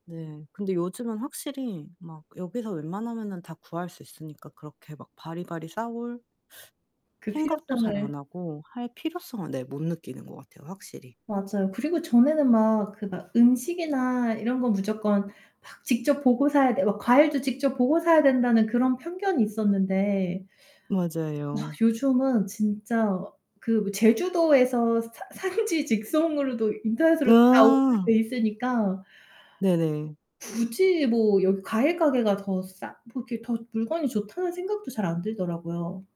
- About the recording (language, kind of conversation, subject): Korean, unstructured, 온라인 쇼핑과 오프라인 쇼핑 중 어느 쪽이 더 편리하다고 생각하시나요?
- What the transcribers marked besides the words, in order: distorted speech; laughing while speaking: "산지"